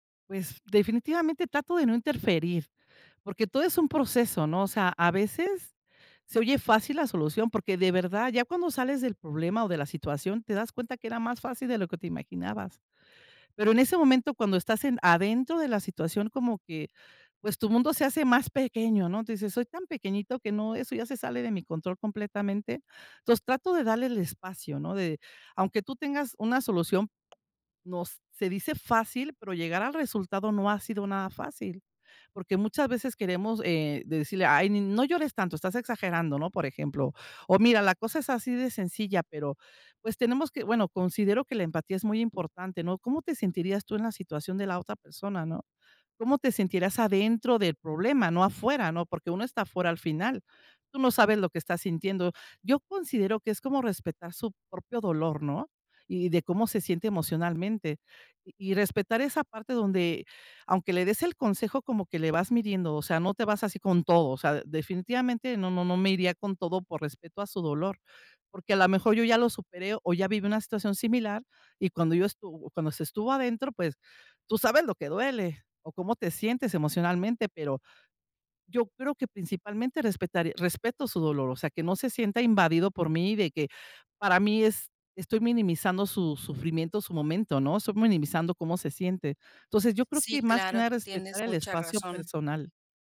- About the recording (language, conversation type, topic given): Spanish, podcast, ¿Cómo ofreces apoyo emocional sin intentar arreglarlo todo?
- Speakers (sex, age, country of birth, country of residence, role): female, 45-49, Mexico, Mexico, host; female, 55-59, Mexico, Mexico, guest
- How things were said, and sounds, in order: tapping